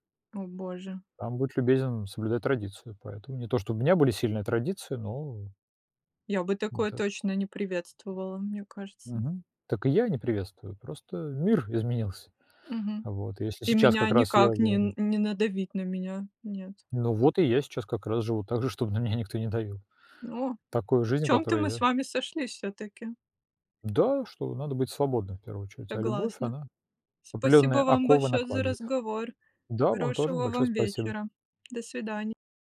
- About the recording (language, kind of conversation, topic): Russian, unstructured, Как понять, что ты влюблён?
- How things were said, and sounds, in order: laughing while speaking: "же, чтобы на меня никто не давил"; tapping